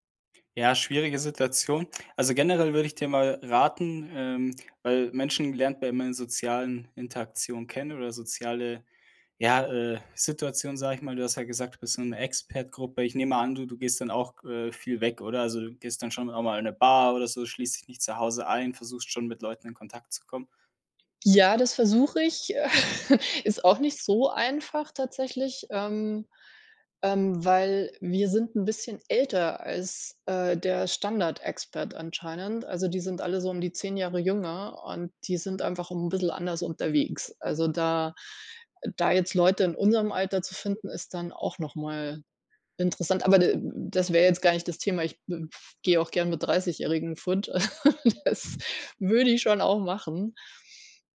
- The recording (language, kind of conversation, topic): German, advice, Wie kann ich meine soziale Unsicherheit überwinden, um im Erwachsenenalter leichter neue Freundschaften zu schließen?
- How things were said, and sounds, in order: tapping; in English: "Expat-Gruppe"; other background noise; chuckle; "fort" said as "fut"; chuckle; laughing while speaking: "Das"